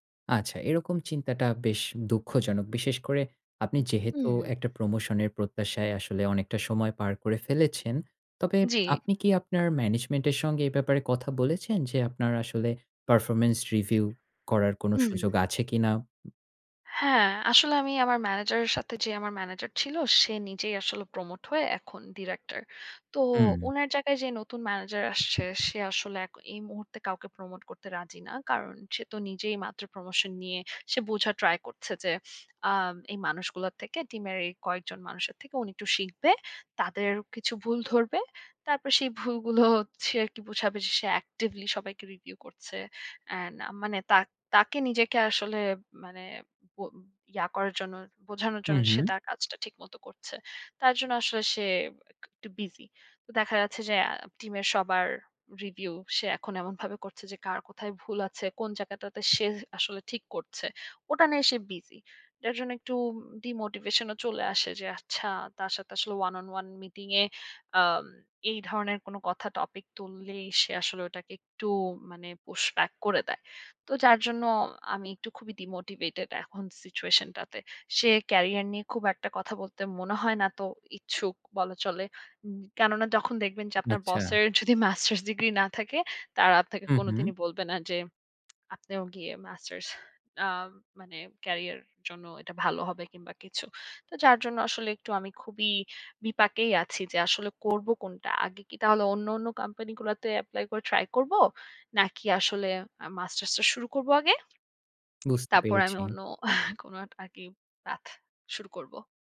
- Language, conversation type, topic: Bengali, advice, একই সময়ে অনেক লক্ষ্য থাকলে কোনটিকে আগে অগ্রাধিকার দেব তা কীভাবে বুঝব?
- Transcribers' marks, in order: other background noise; tapping; in English: "actively"; in English: "review"; in English: "one on one"; in English: "push back"; laughing while speaking: "বসের যদি"; teeth sucking; teeth sucking